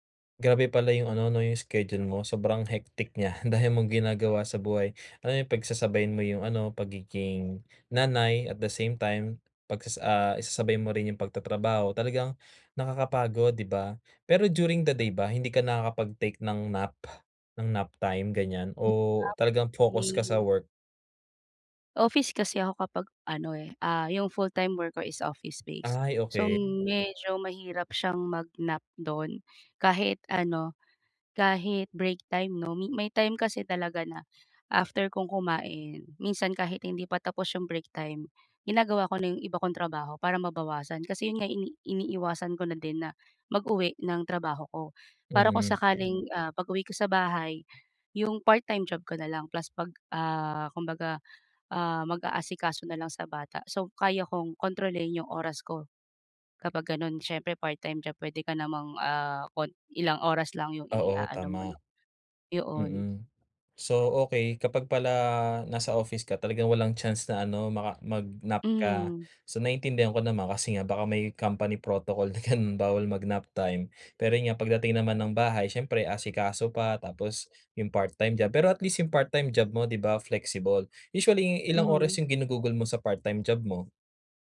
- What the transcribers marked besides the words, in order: tapping; "dami" said as "dahi"; other background noise; laughing while speaking: "ganun"
- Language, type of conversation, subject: Filipino, advice, Paano ako makakakuha ng mas mabuting tulog gabi-gabi?